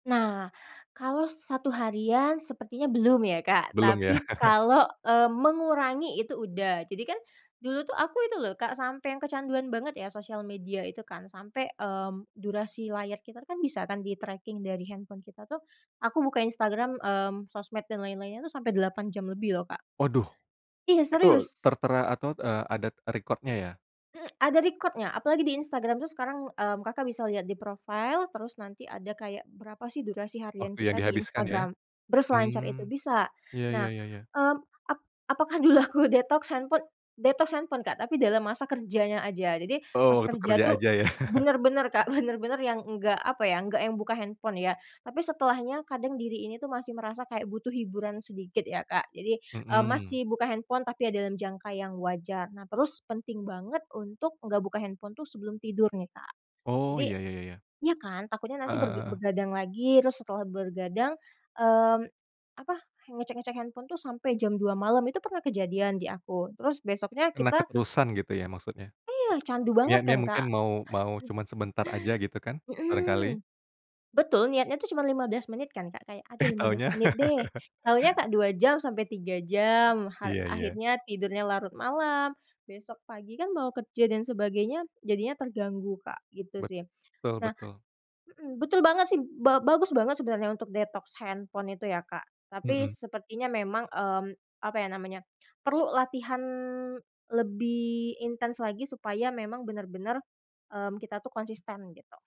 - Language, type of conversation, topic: Indonesian, podcast, Apa saran Anda untuk orang yang mudah terdistraksi oleh ponsel?
- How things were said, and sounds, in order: chuckle; tapping; in English: "di-tracking"; in English: "record-nya"; in English: "record-nya"; laughing while speaking: "dulu"; in English: "detox"; in English: "detox"; laughing while speaking: "bener-bener"; chuckle; chuckle; laughing while speaking: "Eh"; chuckle; other background noise; in English: "detox"